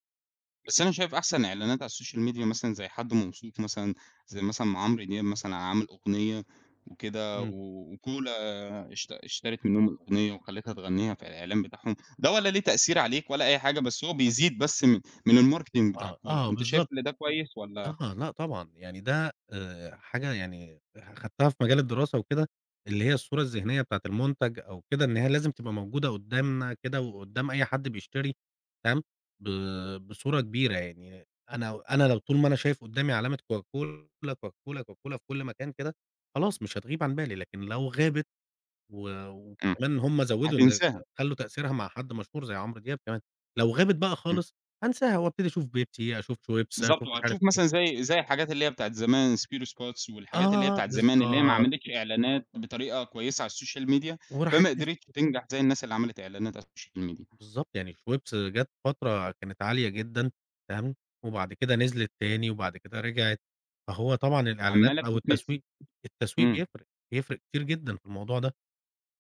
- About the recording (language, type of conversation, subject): Arabic, podcast, إزاي السوشيال ميديا غيّرت طريقتك في اكتشاف حاجات جديدة؟
- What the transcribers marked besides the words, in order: in English: "الsocial media"; in English: "الmarketing"; in English: "الsocial media"; in English: "الsocial media"; tapping